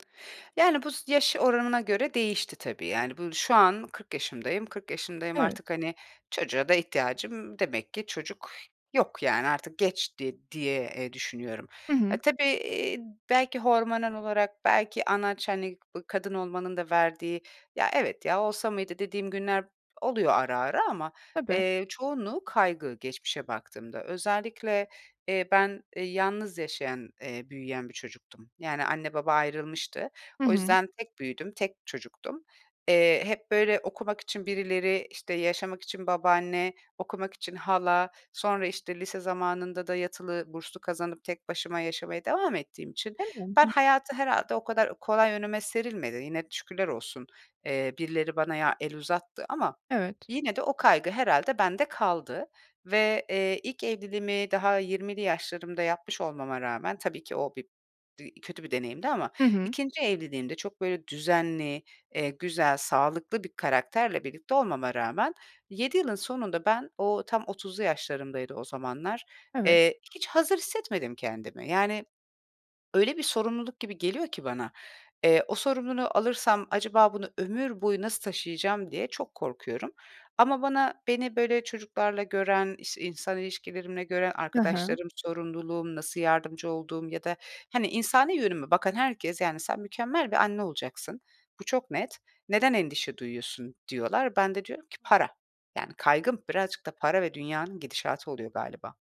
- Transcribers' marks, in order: other background noise; unintelligible speech; other noise
- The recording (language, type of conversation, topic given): Turkish, advice, Çocuk sahibi olma zamanlaması ve hazır hissetmeme